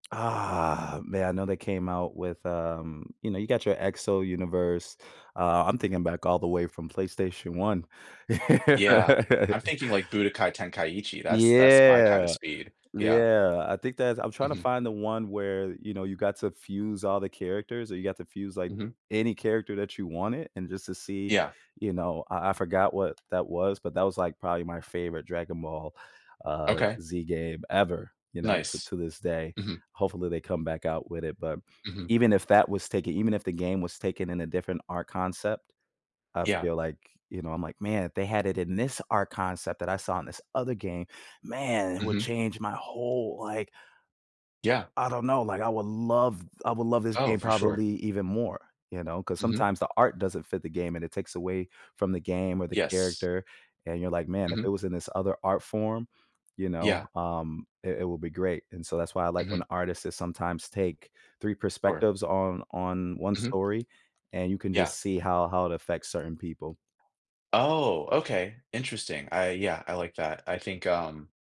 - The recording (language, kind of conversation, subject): English, unstructured, What qualities make a fictional character stand out and connect with audiences?
- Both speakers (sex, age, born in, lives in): male, 25-29, Canada, United States; male, 30-34, United States, United States
- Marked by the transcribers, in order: drawn out: "Ah"; laugh; drawn out: "Yeah"; other background noise; tapping; "artists" said as "artisis"